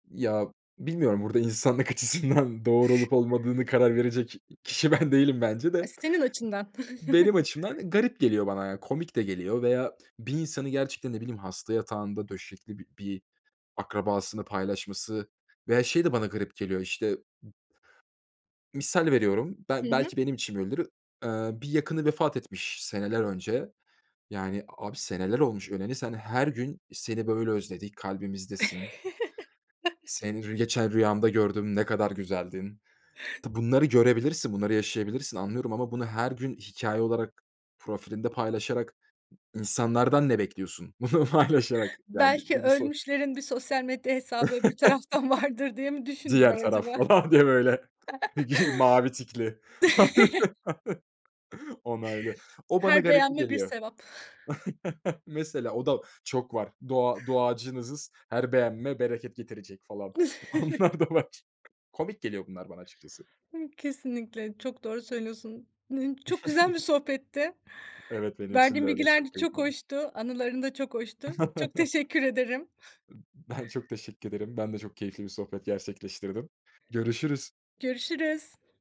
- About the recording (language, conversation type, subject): Turkish, podcast, Sosyal medya gizliliği konusunda hangi endişelerin var?
- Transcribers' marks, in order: laughing while speaking: "insanlık açısından"; other background noise; laughing while speaking: "ben değilim"; chuckle; chuckle; tapping; laughing while speaking: "bunu paylaşarak?"; laugh; laughing while speaking: "falan diye böyle"; laughing while speaking: "vardır"; giggle; laugh; chuckle; chuckle; laughing while speaking: "onlar da var"; chuckle; chuckle; chuckle